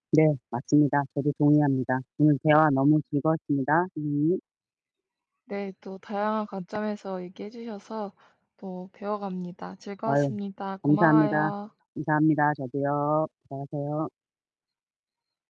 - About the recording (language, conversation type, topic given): Korean, unstructured, 학교에서 배우는 내용이 현실 생활에 어떻게 도움이 되나요?
- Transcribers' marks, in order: static; tapping; other background noise